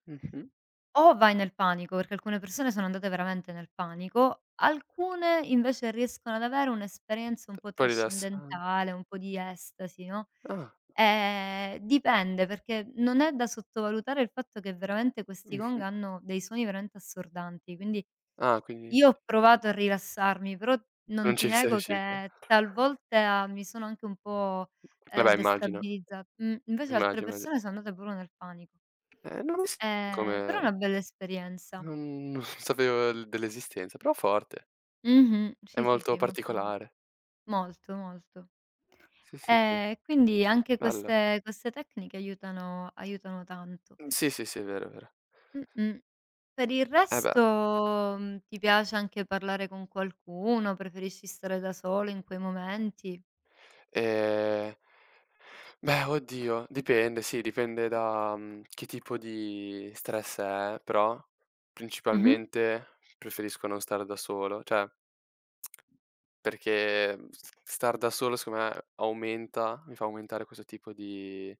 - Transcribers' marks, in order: other background noise; chuckle; laughing while speaking: "sapevo"; tapping; drawn out: "resto"; inhale; "cioè" said as "ceh"; tsk
- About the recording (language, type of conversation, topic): Italian, unstructured, Cosa fai quando ti senti molto stressato o sopraffatto?